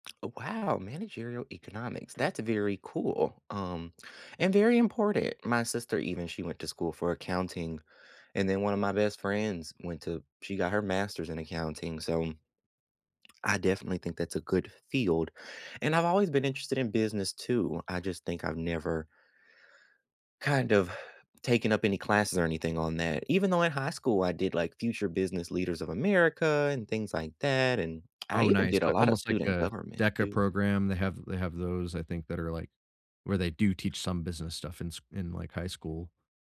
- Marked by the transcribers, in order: other background noise; sigh
- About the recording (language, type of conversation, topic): English, unstructured, Do schools prepare students well for real life?
- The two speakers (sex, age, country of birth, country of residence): male, 30-34, United States, United States; male, 35-39, United States, United States